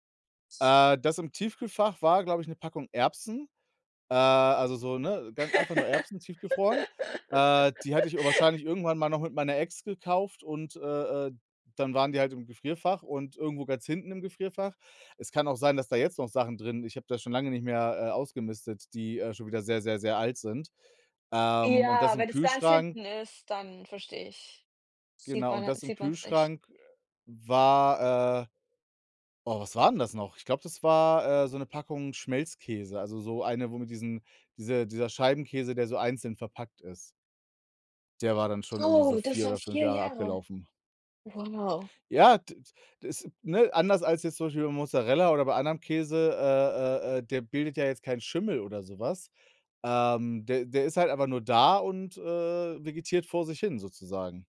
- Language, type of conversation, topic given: German, unstructured, Ist es in Ordnung, Lebensmittel wegzuwerfen, obwohl sie noch essbar sind?
- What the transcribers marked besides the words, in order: other background noise; laugh